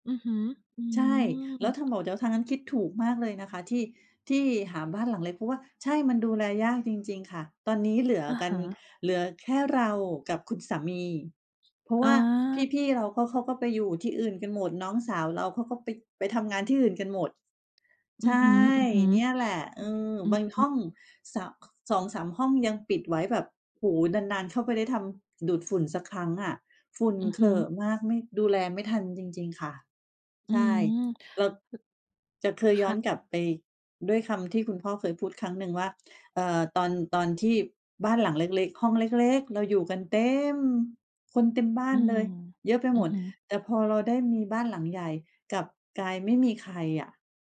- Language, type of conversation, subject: Thai, unstructured, อะไรคือแรงผลักดันที่ทำให้คุณไม่ยอมแพ้ต่อความฝันของตัวเอง?
- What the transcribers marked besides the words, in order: sniff; tapping; other noise